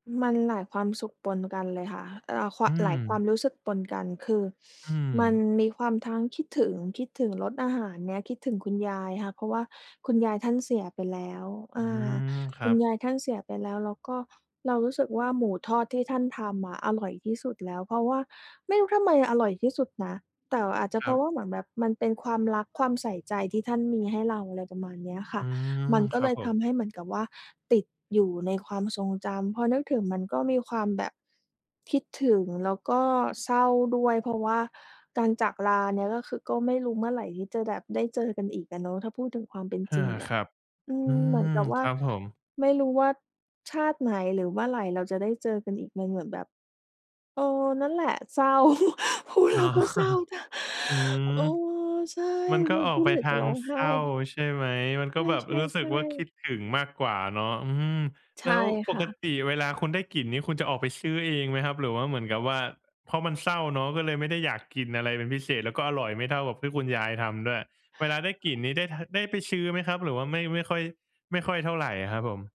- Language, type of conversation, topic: Thai, podcast, กลิ่นอาหารแบบไหนทำให้คุณย้อนอดีตได้ทันที?
- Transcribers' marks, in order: sniff; tapping; laughing while speaking: "อ๋อ"; chuckle; laughing while speaking: "พูดแล้วก็เศร้า"; sad: "เราก็เหมือนจะร้องไห้"